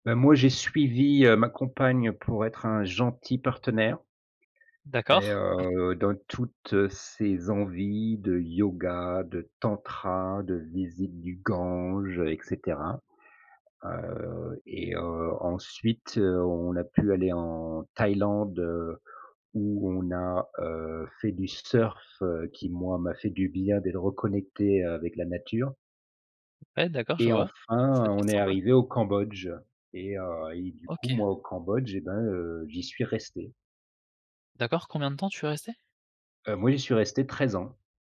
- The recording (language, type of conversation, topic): French, podcast, Quel voyage t’a vraiment changé, et pourquoi ?
- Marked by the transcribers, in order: chuckle; other noise